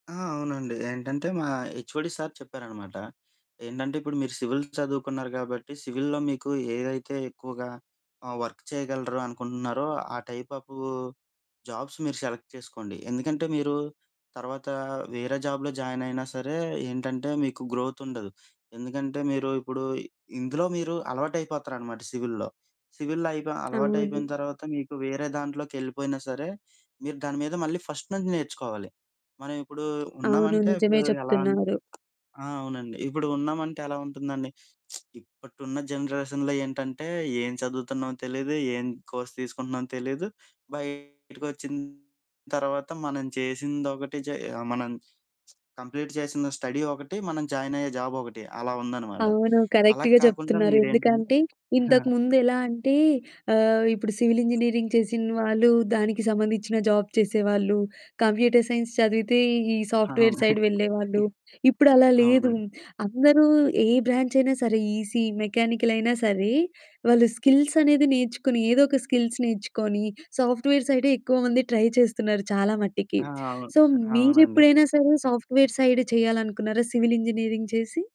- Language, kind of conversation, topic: Telugu, podcast, మీ మెంటార్ నుంచి ఒక్క పాఠమే నేర్చుకోవాల్సి వస్తే అది ఏమిటి?
- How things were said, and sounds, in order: in English: "హెచ్ఓడి"; in English: "సివిల్"; in English: "సివిల్‌లో"; in English: "వర్క్"; in English: "టైప్ ఆఫ్ జాబ్స్"; in English: "సెలెక్ట్"; in English: "జాబ్‌లో"; in English: "సివిల్‌లో. సివిల్‌లో"; other background noise; static; in English: "ఫస్ట్"; lip smack; in English: "జనరేషన్‌లో"; in English: "కోర్స్"; distorted speech; in English: "కంప్లీట్"; in English: "స్టడీ"; in English: "కరెక్ట్‌గా"; in English: "సివిల్ ఇంజనీరింగ్"; in English: "జాబ్"; in English: "కంప్యూటర్ సైన్స్"; in English: "సాఫ్ట్‌వేర్ సైడ్"; laughing while speaking: "అవును"; in English: "ఈసీ"; in English: "స్కిల్స్"; in English: "సాఫ్ట్‌వేర్"; in English: "ట్రై"; in English: "సో"; in English: "సాఫ్ట్‌వేర్ సైడ్"; in English: "సివిల్ ఇంజినీరింగ్"